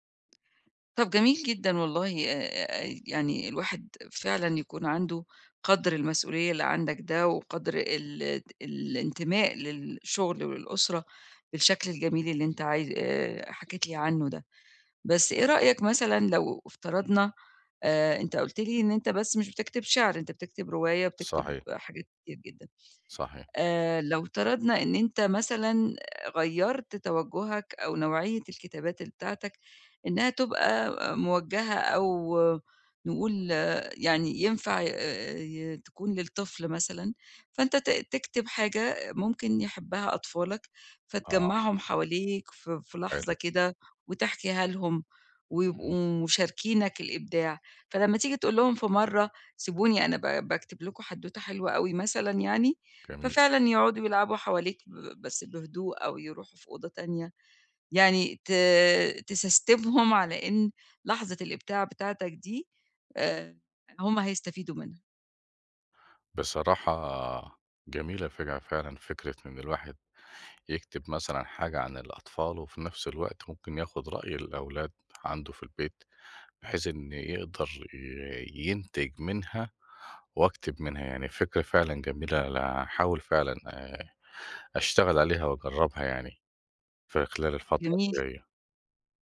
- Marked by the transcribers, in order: in English: "تسستمهم"
- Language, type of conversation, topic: Arabic, advice, إمتى وازاي بتلاقي وقت وطاقة للإبداع وسط ضغط الشغل والبيت؟